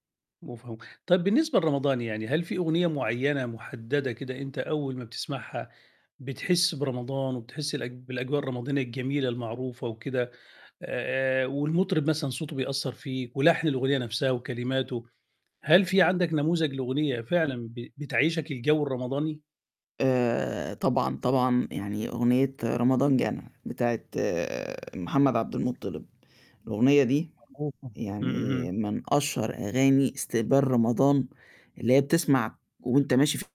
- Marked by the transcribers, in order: unintelligible speech
- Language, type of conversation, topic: Arabic, podcast, إيه أغاني المناسبات اللي عندكم في البلد، وليه بتحبوها؟